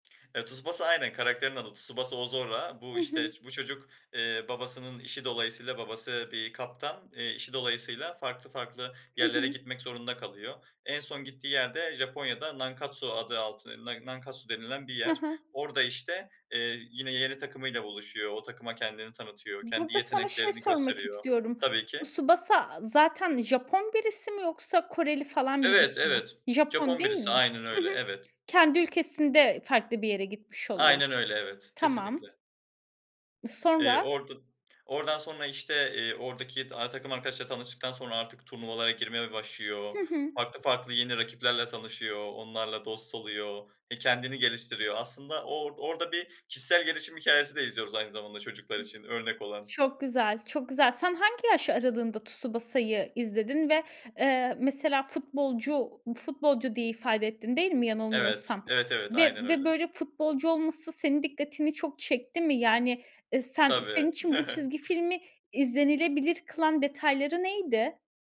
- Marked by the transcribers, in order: other background noise; tapping; chuckle
- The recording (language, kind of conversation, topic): Turkish, podcast, Çocukken en sevdiğin çizgi film ya da kahraman kimdi?